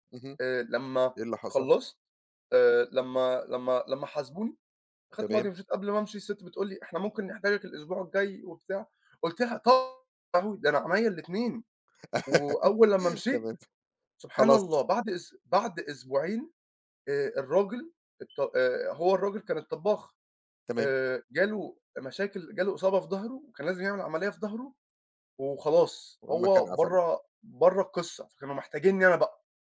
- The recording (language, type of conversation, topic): Arabic, unstructured, إيه اللي بيخليك تحس بالسعادة في شغلك؟
- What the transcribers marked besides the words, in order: laugh